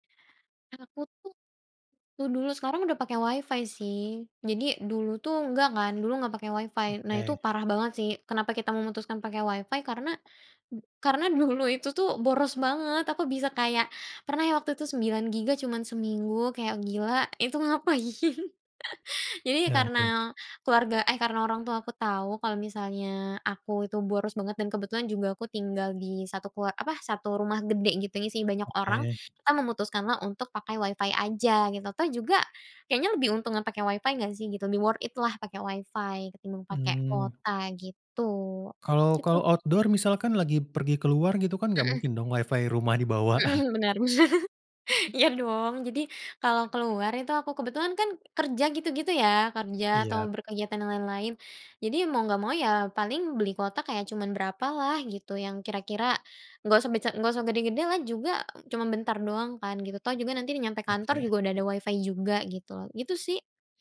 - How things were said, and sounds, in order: other background noise; laughing while speaking: "ngapain?"; in English: "worth it"; in English: "outdoor"; laughing while speaking: "dibawa"; laughing while speaking: "Heeh. Bener, bener. Iya"
- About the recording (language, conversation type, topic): Indonesian, podcast, Bagaimana gawai kamu memengaruhi rutinitas harianmu?